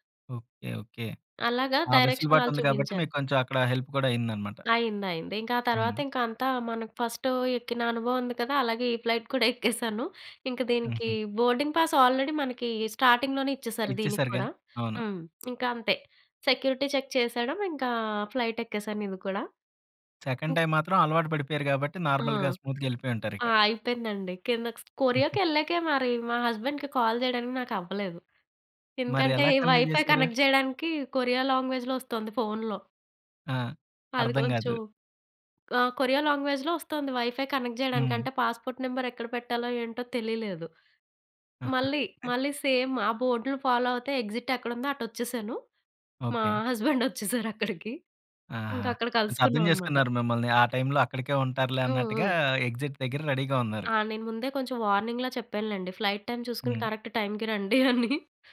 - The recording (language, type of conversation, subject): Telugu, podcast, నువ్వు ఒంటరిగా చేసిన మొదటి ప్రయాణం గురించి చెప్పగలవా?
- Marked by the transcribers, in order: in English: "డైరెక్షన్"; in English: "హెల్ప్"; in English: "ఫస్ట్"; in English: "ఫ్లయిట్"; chuckle; tapping; in English: "బోర్డింగ్ పాస్ ఆల్రెడీ"; in English: "స్టార్టింగ్‌లోనే"; in English: "సెక్యూరిటీ చెక్"; in English: "ఫ్లయిట్"; in English: "సెకండ్ టైమ్"; other noise; in English: "నార్మల్‌గా స్మూత్‌గా"; in English: "హస్బండ్‌కి కాల్"; in English: "వైఫై కనెక్ట్"; in English: "కన్‌వే"; in English: "లాంగ్వేజ్‌లో"; in English: "లాంగ్వేజ్‌లో"; in English: "వైఫై కనెక్ట్"; in English: "పాస్‌పోర్ట్ నంబర్"; giggle; in English: "సేమ్"; in English: "ఫాలో"; in English: "ఎగ్జిట్"; chuckle; in English: "హస్బండ్"; in English: "ఎగ్జిట్"; in English: "రెడీగా"; in English: "వార్నింగ్‌లా"; in English: "ఫ్లయిట్"; in English: "కరెక్ట్"; chuckle